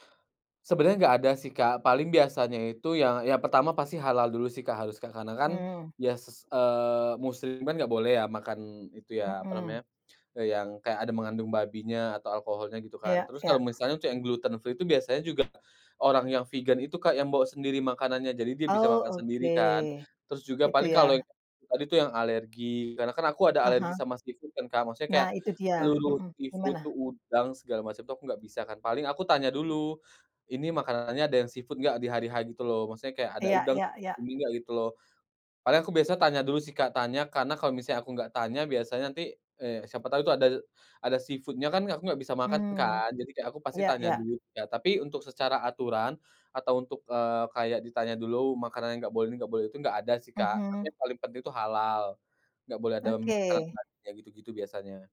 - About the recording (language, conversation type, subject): Indonesian, podcast, Pernahkah kamu ikut acara potluck atau acara masak bareng bersama komunitas?
- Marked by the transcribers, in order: in English: "gluten free"; tapping; in English: "seafood"; in English: "seafood"; in English: "seafood"; in English: "seafood-nya"